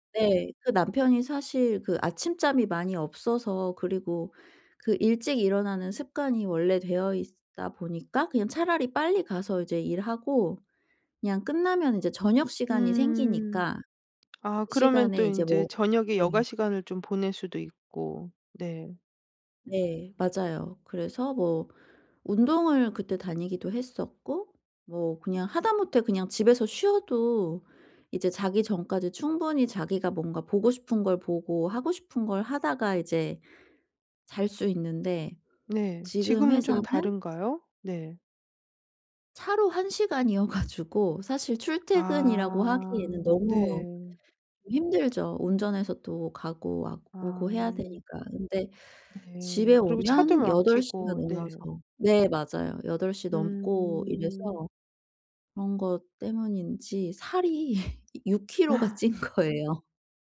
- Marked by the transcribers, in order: tapping; laughing while speaking: "가지고"; other background noise; laugh; laughing while speaking: "아"; laughing while speaking: "찐 거예요"
- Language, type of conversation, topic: Korean, advice, 파트너의 불안과 걱정을 어떻게 하면 편안하게 덜어 줄 수 있을까요?